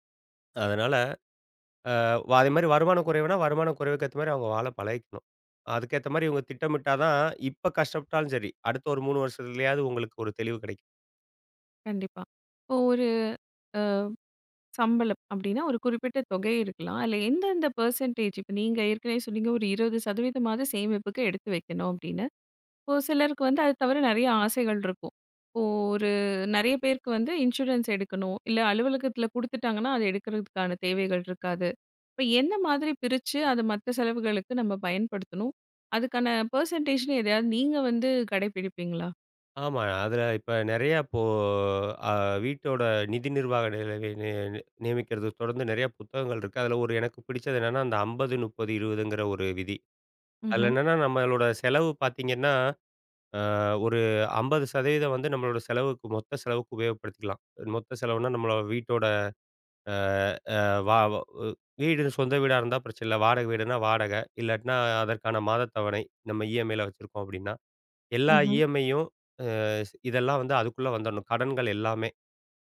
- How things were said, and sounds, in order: other background noise; in English: "பர்சன்டேஜ்"; in English: "பர்சன்டேஜ்னு"; in English: "இ.எம்.ஐலாம்"; in English: "இ.எம்.ஐயும்"
- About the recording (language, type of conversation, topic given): Tamil, podcast, பணத்தை இன்றே செலவிடலாமா, சேமிக்கலாமா என்று நீங்கள் எப்படி முடிவு செய்கிறீர்கள்?